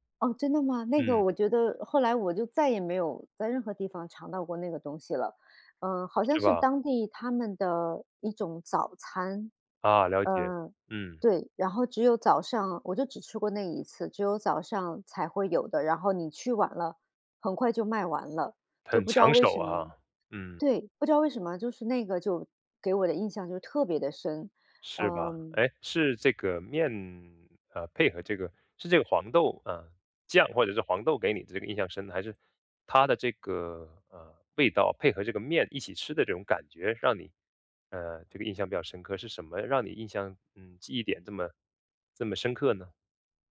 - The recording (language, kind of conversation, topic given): Chinese, podcast, 你有没有特别怀念的街头小吃？
- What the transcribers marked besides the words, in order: none